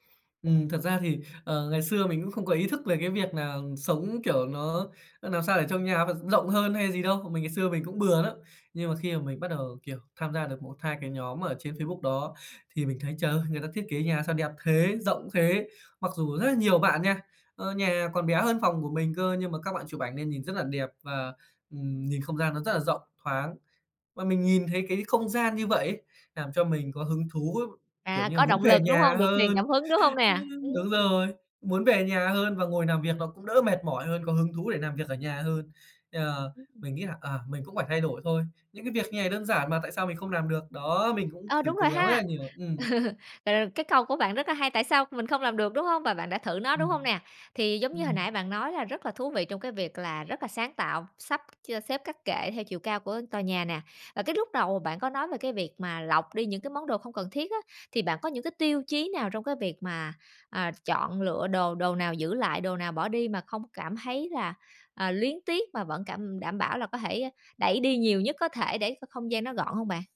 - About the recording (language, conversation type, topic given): Vietnamese, podcast, Bạn sắp xếp đồ đạc như thế nào để căn nhà trông rộng hơn?
- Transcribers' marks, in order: "làm" said as "nàm"; "làm" said as "nàm"; chuckle; "làm" said as "nàm"; "làm" said as "nàm"; "làm" said as "nàm"; other background noise; chuckle; tapping